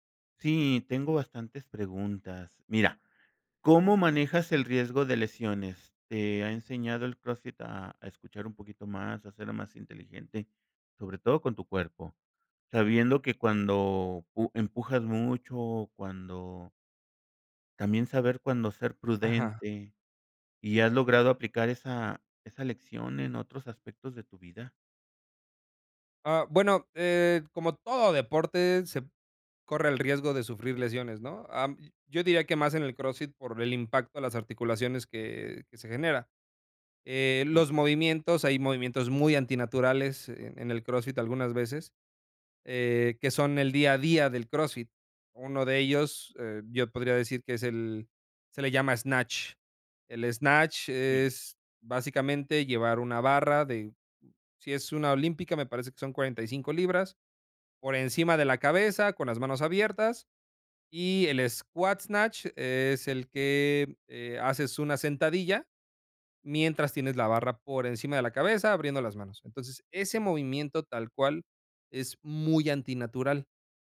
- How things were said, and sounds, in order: in English: "snatch"; in English: "snatch"; in English: "squat snatch"
- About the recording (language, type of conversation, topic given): Spanish, podcast, ¿Qué actividad física te hace sentir mejor mentalmente?
- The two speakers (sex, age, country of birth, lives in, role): male, 35-39, Mexico, Mexico, guest; male, 55-59, Mexico, Mexico, host